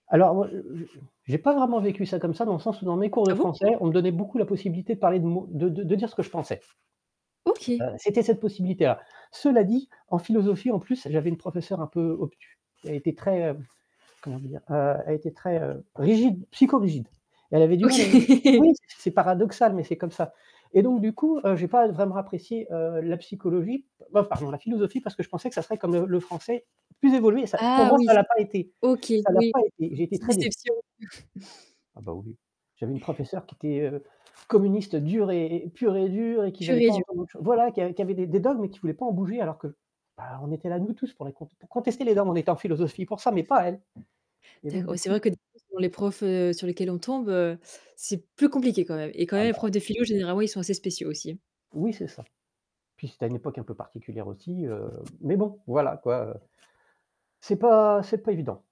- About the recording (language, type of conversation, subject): French, unstructured, Selon toi, quel est le rôle de l’école aujourd’hui ?
- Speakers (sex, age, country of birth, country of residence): female, 25-29, France, France; male, 50-54, France, France
- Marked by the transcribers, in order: static; other background noise; distorted speech; laughing while speaking: "OK"; laugh; tapping; chuckle; stressed: "voilà"; unintelligible speech; stressed: "mais bon"